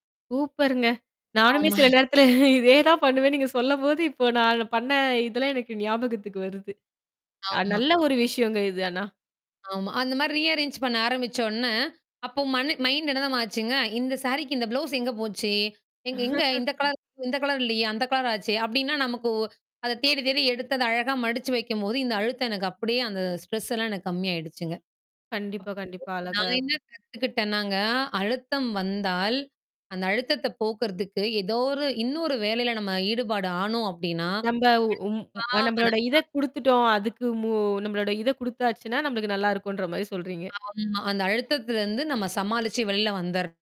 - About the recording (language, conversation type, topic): Tamil, podcast, அழுத்தம் வந்தால் அதை நீங்கள் பொதுவாக எப்படி சமாளிப்பீர்கள்?
- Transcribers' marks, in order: other background noise; chuckle; laughing while speaking: "இதே தான் பண்ணுவேன்னு நீங்க சொல்லம்போது, இப்போ நான் பண்ண இதெல்லாம் எனக்கு ஞாபகத்துக்கு வருது"; other noise; distorted speech; in English: "ரீ அரேஞ்ச்"; laugh; tapping; in English: "ஸ்ட்ரெஸ்"; static; unintelligible speech